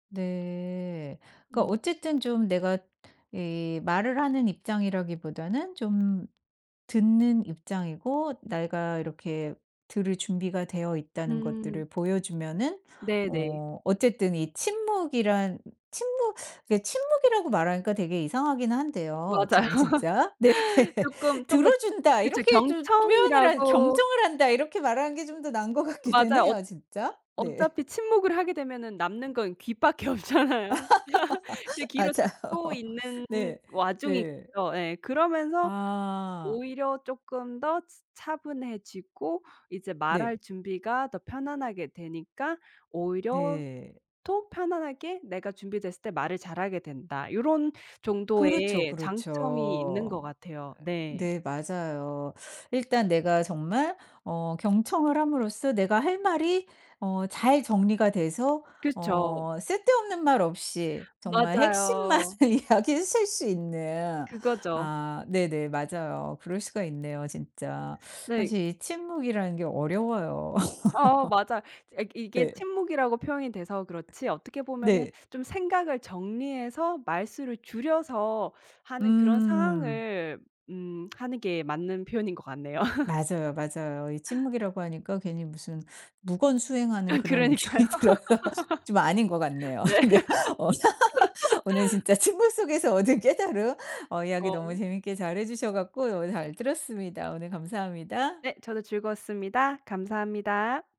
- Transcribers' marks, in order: other background noise; other noise; laughing while speaking: "네"; laugh; laughing while speaking: "맞아요"; tapping; laughing while speaking: "같기는 해요, 진짜. 네"; laughing while speaking: "없잖아요"; laugh; laughing while speaking: "맞아요"; laughing while speaking: "핵심만을 이야기하실"; laugh; laugh; laugh; laughing while speaking: "그러니까요. 네"; laughing while speaking: "느낌이 들어서"; laugh; laughing while speaking: "네. 어"; laugh; laughing while speaking: "침묵 속에서 얻은 깨달음"
- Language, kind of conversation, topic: Korean, podcast, 침묵 속에서 얻은 깨달음이 있나요?